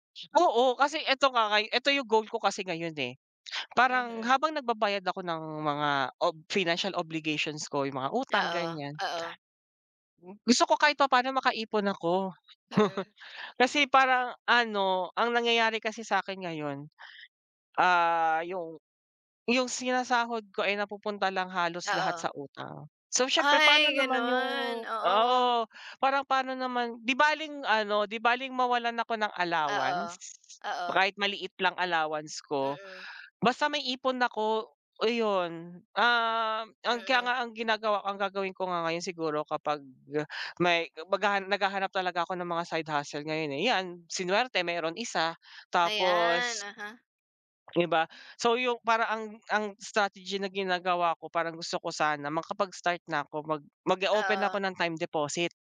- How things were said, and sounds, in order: in English: "financial obligations"; chuckle
- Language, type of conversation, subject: Filipino, unstructured, Ano ang pinakanakakagulat na nangyari sa’yo dahil sa pera?